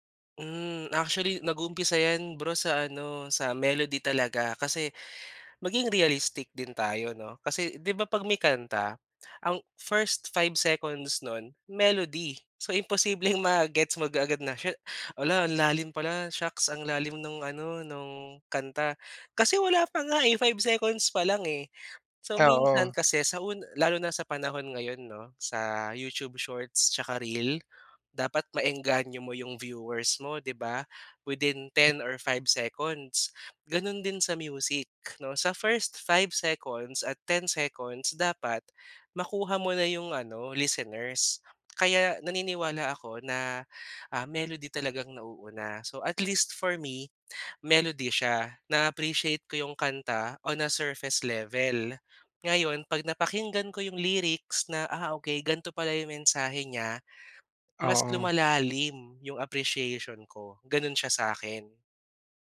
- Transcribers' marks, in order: in English: "at least for me melody"; in English: "on a surface level"; in English: "appreciation"
- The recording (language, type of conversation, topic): Filipino, podcast, Mas gusto mo ba ang mga kantang nasa sariling wika o mga kantang banyaga?